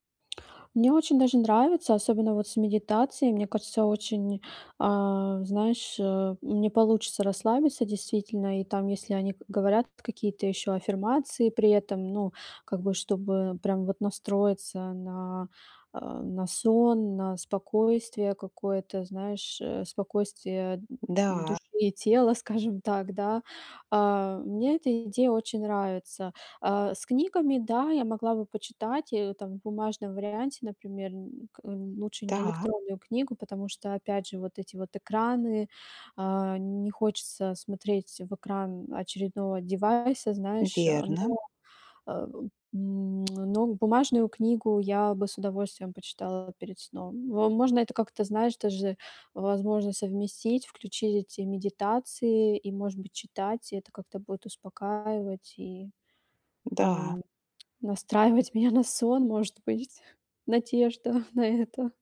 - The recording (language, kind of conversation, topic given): Russian, advice, Как уменьшить утреннюю усталость и чувствовать себя бодрее по утрам?
- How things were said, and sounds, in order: tapping; other background noise; lip smack; laughing while speaking: "настраивать меня"